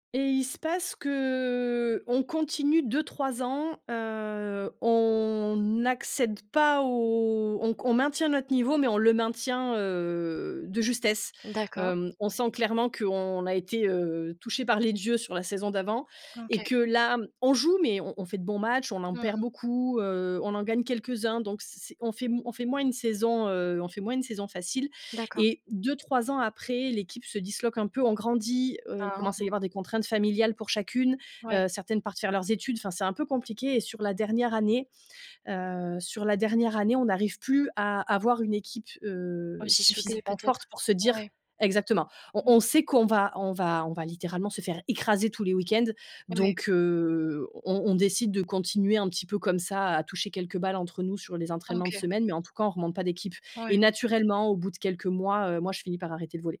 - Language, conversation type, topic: French, podcast, Quel est ton meilleur souvenir lié à ce passe-temps ?
- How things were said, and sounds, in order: other background noise; stressed: "écraser"